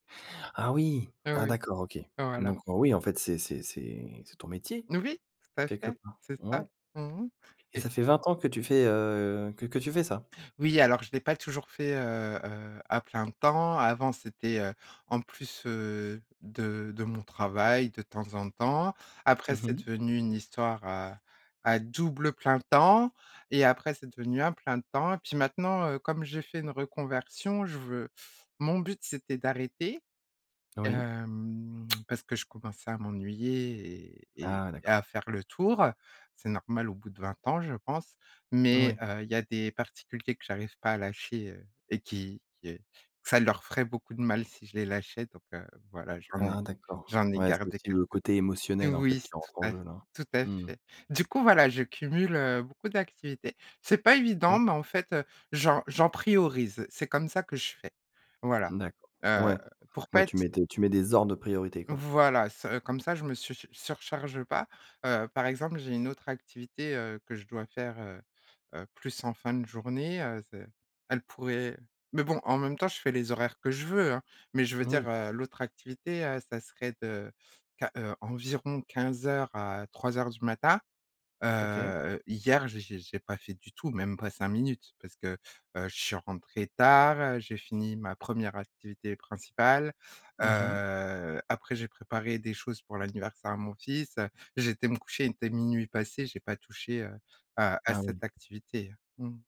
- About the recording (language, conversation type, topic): French, podcast, Comment créer de nouvelles habitudes sans vous surcharger, concrètement ?
- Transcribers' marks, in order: other background noise; tapping